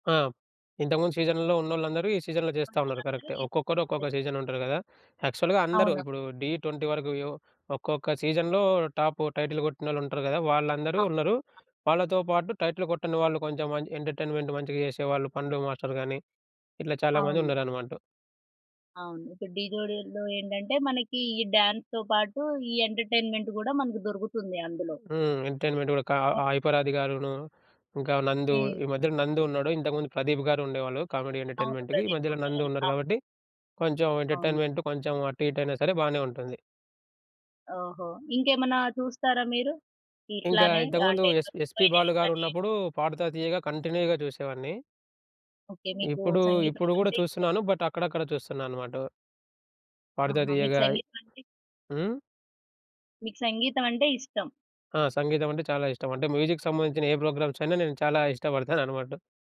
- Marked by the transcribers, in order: in English: "సీజన్‌లో"; in English: "సీజన్‌లో"; in English: "సీజన్‌లో"; in English: "యాక్చువల్‌గా"; in English: "సీజన్‌లో టాప్ టైటిల్"; in English: "టైటిల్"; in English: "ఎంటర్టైన్మెంట్"; in English: "డాన్స్‌తో"; in English: "ఎంటర్‌టైన్మెంట్"; in English: "ఎంటర్‌టైన్మెంట్"; in English: "కామెడీ ఎంటర్‌టైన్మెంట్‌కి"; in English: "ఎంటర్‌టైన్మెంట్"; in English: "ఫైనల్"; in English: "కంటిన్యూగా"; in English: "బట్"; other background noise; in English: "మ్యూజిక్"; in English: "ప్రోగ్రామ్స్"; giggle
- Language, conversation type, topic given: Telugu, podcast, ఒక్కసారిగా ఒక సీరియల్ మొత్తం సీజన్‌ను చూసేయడం మీకు ఎలా అనిపిస్తుంది?